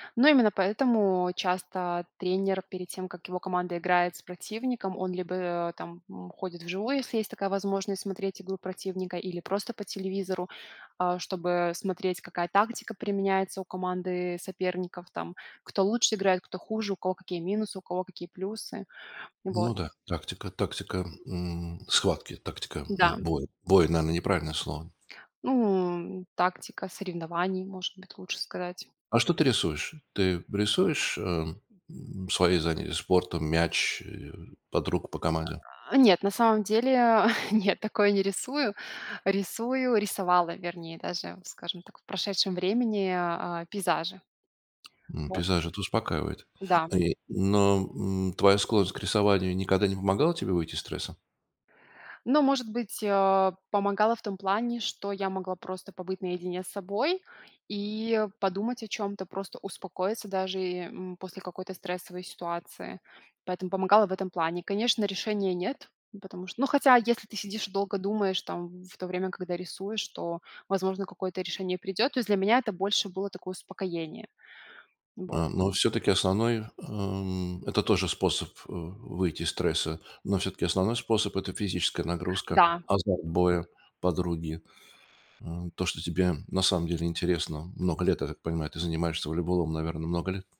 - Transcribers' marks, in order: grunt; chuckle; tapping
- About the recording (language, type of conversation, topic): Russian, podcast, Как вы справляетесь со стрессом в повседневной жизни?